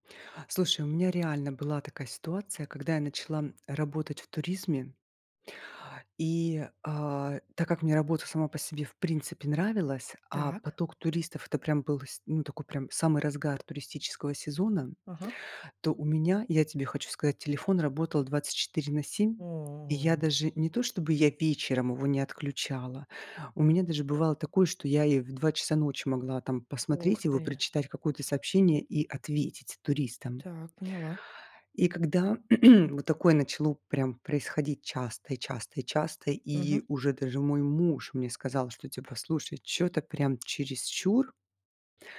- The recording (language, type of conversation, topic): Russian, podcast, Что помогает отключиться от телефона вечером?
- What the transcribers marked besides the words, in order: other background noise; drawn out: "О"; throat clearing; tapping